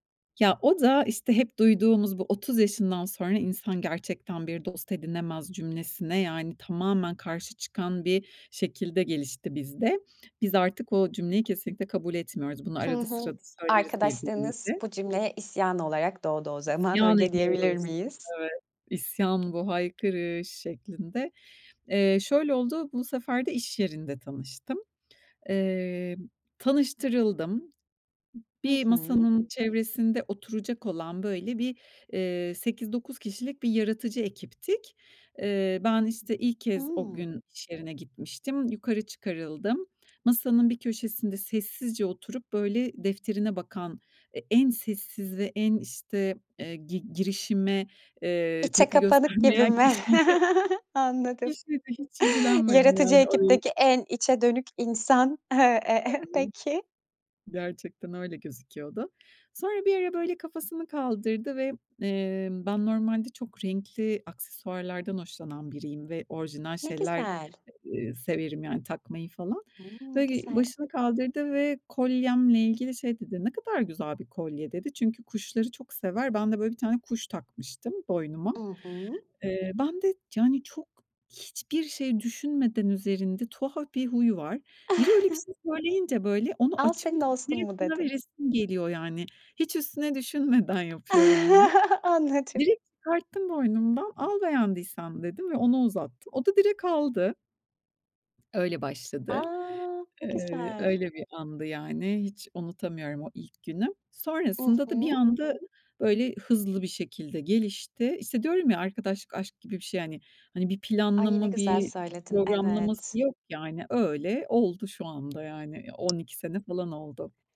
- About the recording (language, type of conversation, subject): Turkish, podcast, Uzun süren arkadaşlıkları nasıl canlı tutarsın?
- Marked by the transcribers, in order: tapping; other background noise; laughing while speaking: "göstermeyen kişiydi"; chuckle; laughing while speaking: "Anladım"; unintelligible speech; chuckle; chuckle; drawn out: "evet"